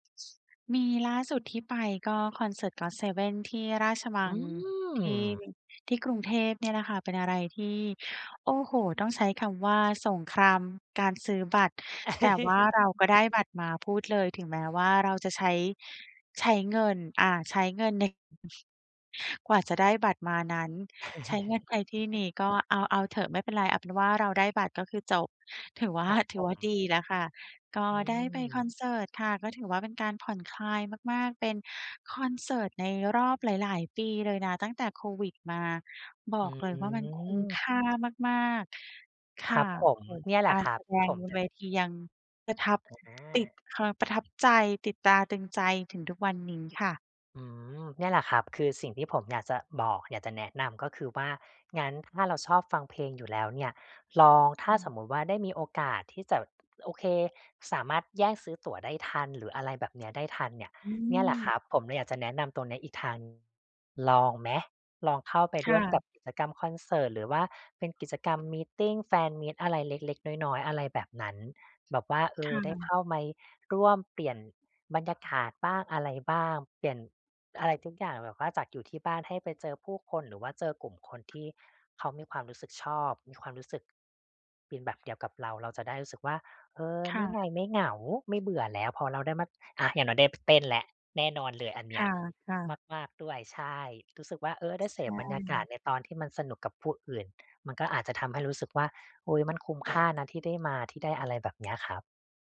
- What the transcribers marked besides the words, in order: drawn out: "อืม"; other background noise; chuckle; tapping; chuckle; drawn out: "อืม"; "มา" said as "ไม"
- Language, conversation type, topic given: Thai, advice, เวลาว่างแล้วรู้สึกเบื่อ ควรทำอะไรดี?